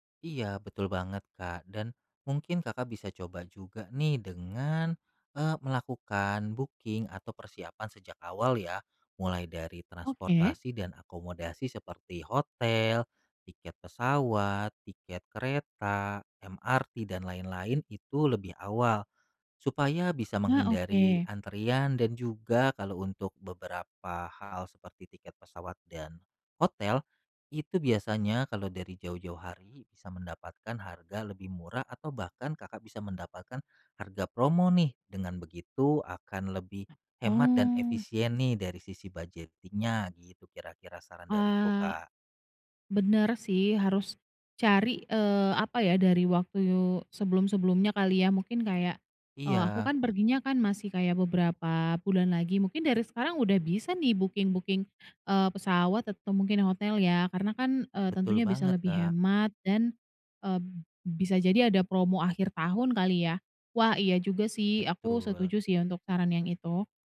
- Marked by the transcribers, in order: in English: "booking"; other background noise; in English: "booking-booking"
- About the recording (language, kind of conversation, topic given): Indonesian, advice, Bagaimana cara menikmati perjalanan singkat saat waktu saya terbatas?